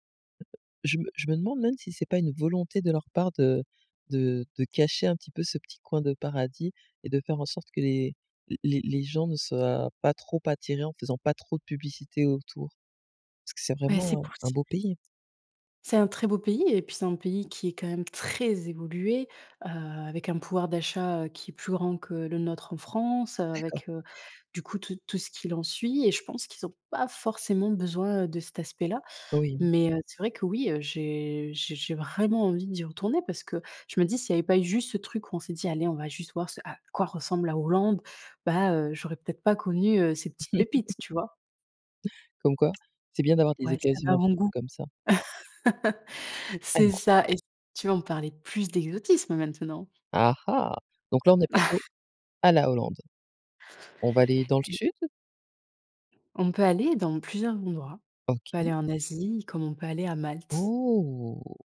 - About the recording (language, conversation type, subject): French, podcast, Quel paysage t’a coupé le souffle en voyage ?
- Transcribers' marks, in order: other background noise; stressed: "très"; tapping; stressed: "vraiment"; chuckle; chuckle; unintelligible speech; stressed: "Ah ah"; chuckle; drawn out: "Oh !"